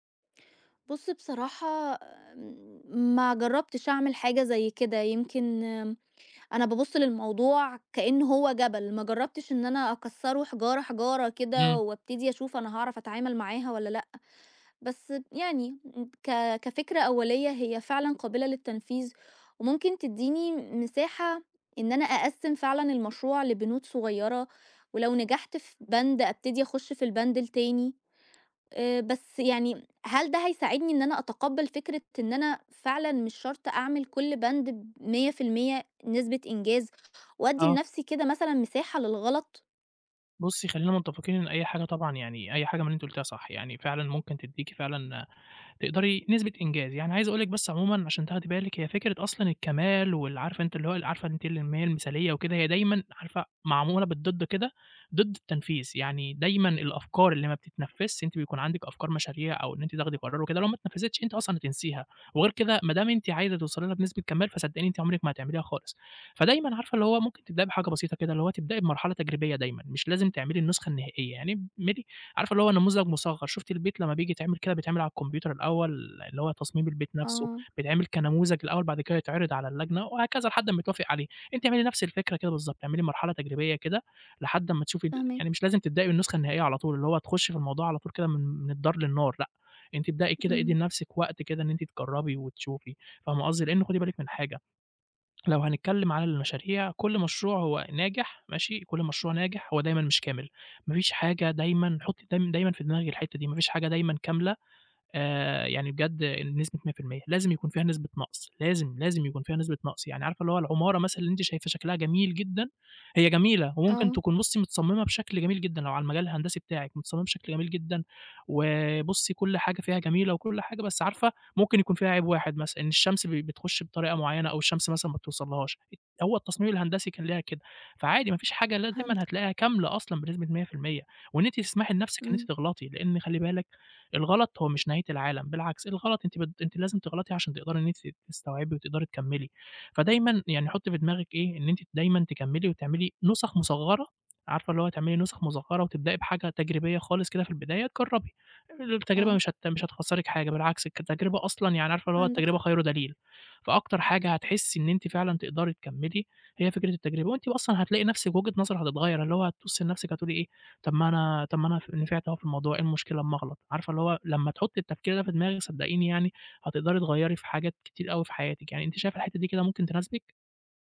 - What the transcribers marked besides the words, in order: tapping
- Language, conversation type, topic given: Arabic, advice, إزاي الكمالية بتعطّلك إنك تبدأ مشاريعك أو تاخد قرارات؟